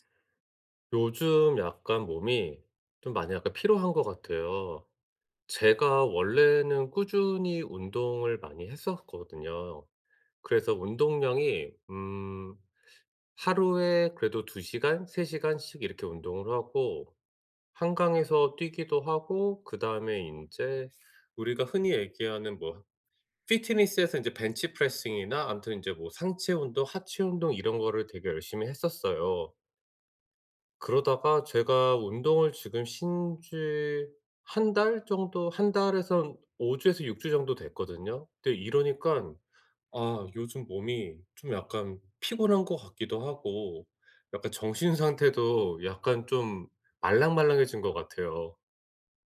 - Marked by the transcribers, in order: none
- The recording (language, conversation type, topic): Korean, advice, 피로 신호를 어떻게 알아차리고 예방할 수 있나요?